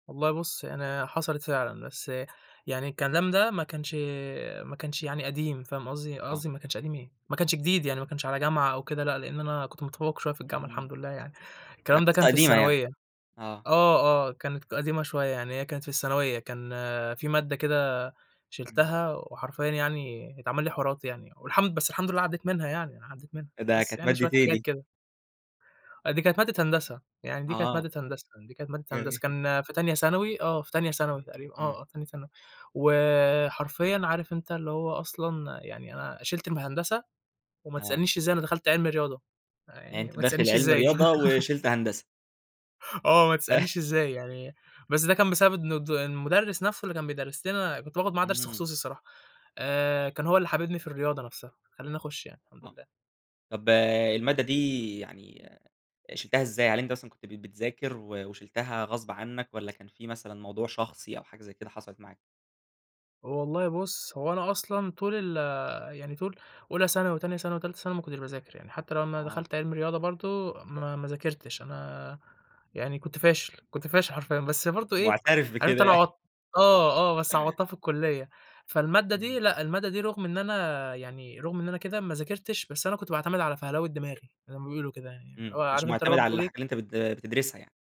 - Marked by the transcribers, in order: laughing while speaking: "جميل"; giggle; chuckle; tapping
- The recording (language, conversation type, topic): Arabic, podcast, إزاي بتتعامل مع الفشل الدراسي؟